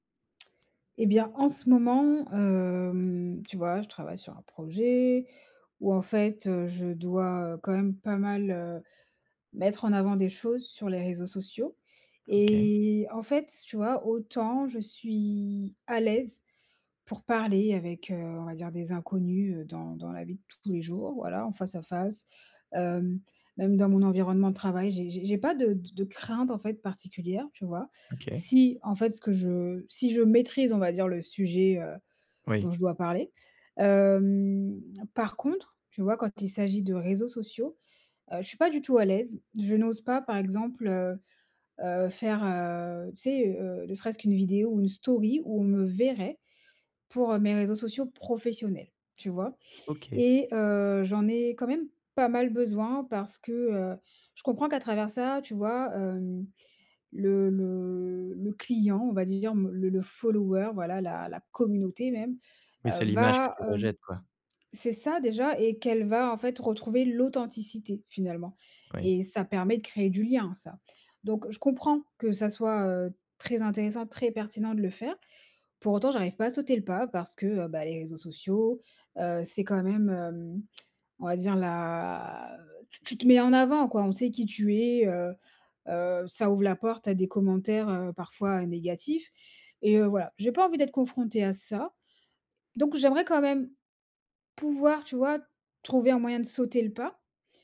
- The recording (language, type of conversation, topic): French, advice, Comment gagner confiance en soi lorsque je dois prendre la parole devant un groupe ?
- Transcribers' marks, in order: drawn out: "hem"; in English: "story"; stressed: "professionnels"; stressed: "communauté"; drawn out: "la"